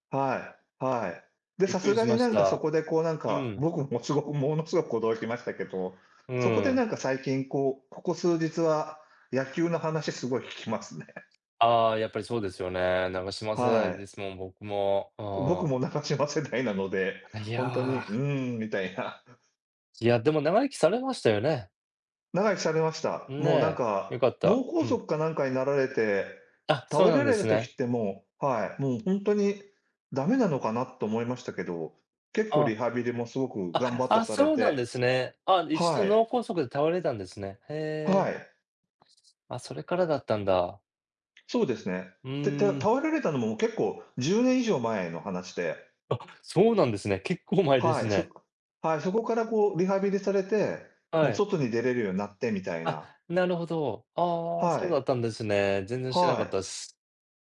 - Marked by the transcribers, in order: tapping; other background noise
- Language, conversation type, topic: Japanese, unstructured, 好きなスポーツは何ですか？その理由は何ですか？